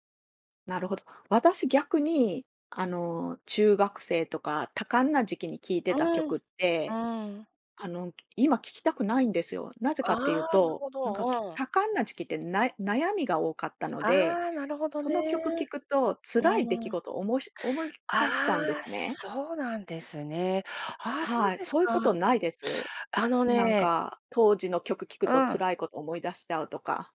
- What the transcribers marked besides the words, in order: tapping
- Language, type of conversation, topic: Japanese, podcast, 昔好きだった曲は、今でも聴けますか？